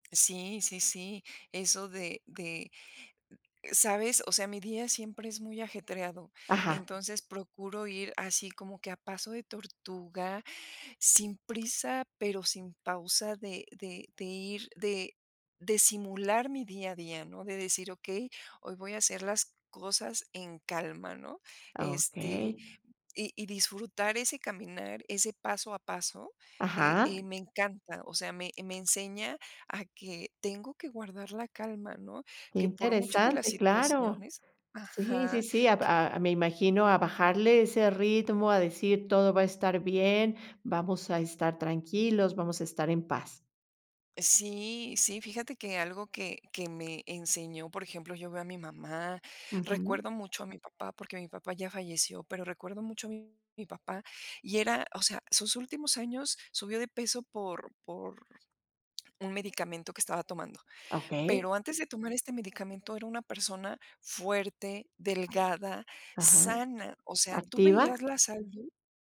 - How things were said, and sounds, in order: none
- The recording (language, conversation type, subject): Spanish, podcast, ¿Alguna vez la naturaleza te enseñó a tener paciencia y cómo fue?